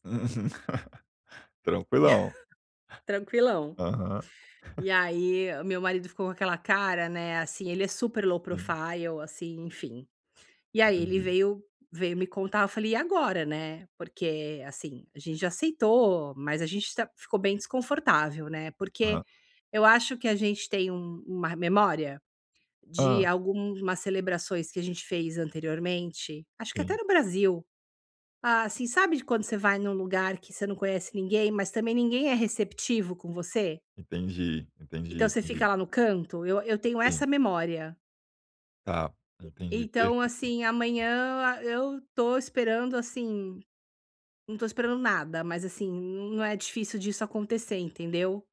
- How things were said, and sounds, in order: laugh; chuckle; in English: "low profile"
- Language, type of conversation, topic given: Portuguese, advice, Como posso aproveitar melhor as festas sociais sem me sentir deslocado?